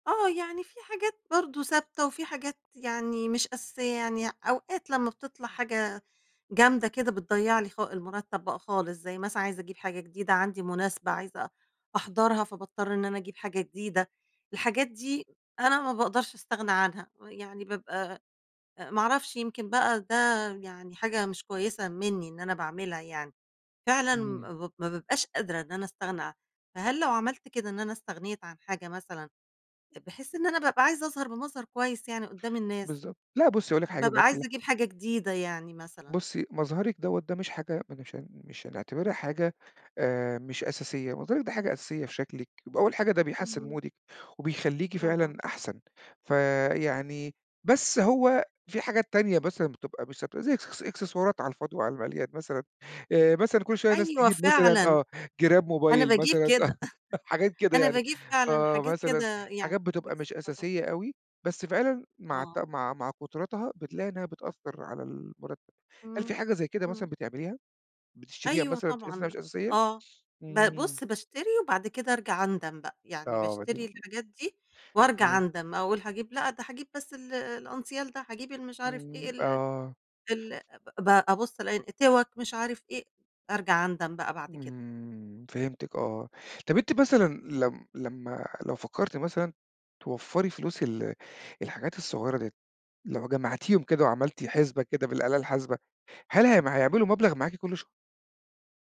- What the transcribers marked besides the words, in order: other background noise; unintelligible speech; in English: "مودِك"; "مثلًا" said as "بسلًا"; chuckle; laugh; tapping
- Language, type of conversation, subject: Arabic, advice, العيش من راتب لراتب من غير ما أقدر أوفّر